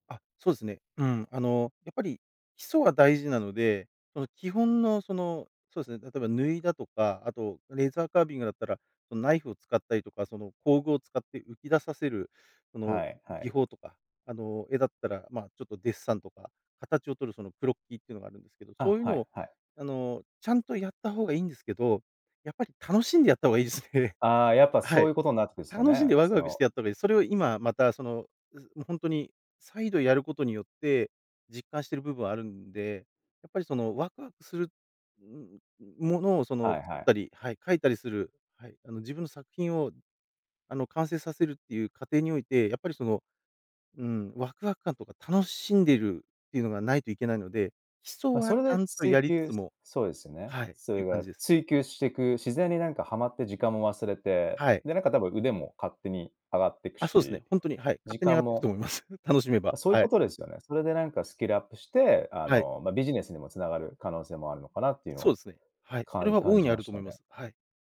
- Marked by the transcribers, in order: laughing while speaking: "いいですね"
- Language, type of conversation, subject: Japanese, podcast, 最近、ワクワクした学びは何ですか？